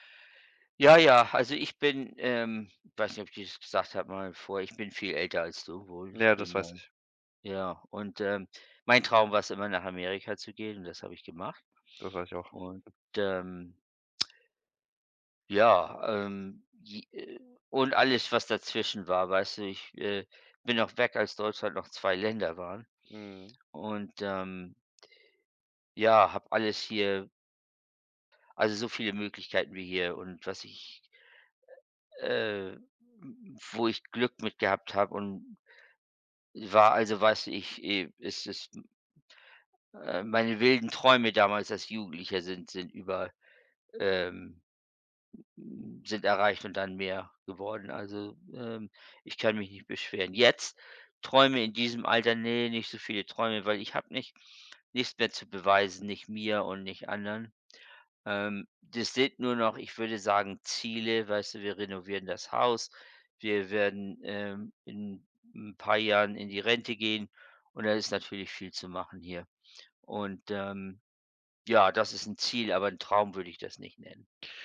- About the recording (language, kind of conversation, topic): German, unstructured, Was motiviert dich, deine Träume zu verfolgen?
- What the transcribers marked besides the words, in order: other background noise